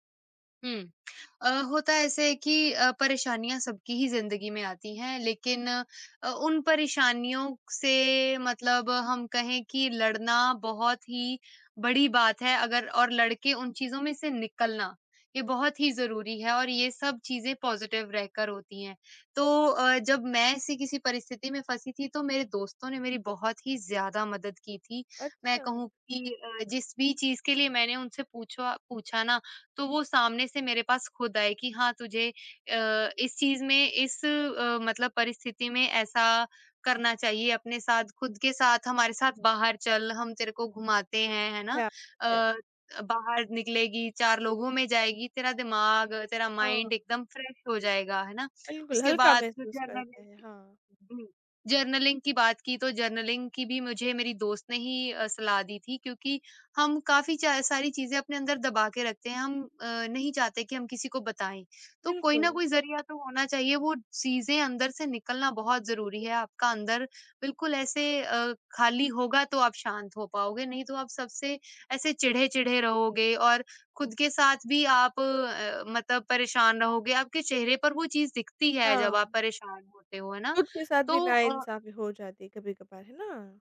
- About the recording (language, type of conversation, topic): Hindi, podcast, अंदर की आवाज़ को ज़्यादा साफ़ और मज़बूत बनाने के लिए आप क्या करते हैं?
- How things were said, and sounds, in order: in English: "पॉज़िटिव"; whistle; in English: "माइंड"; in English: "फ़्रेश"; in English: "जर्नलिंग"; in English: "जर्नलिंग"; in English: "जर्नलिंग"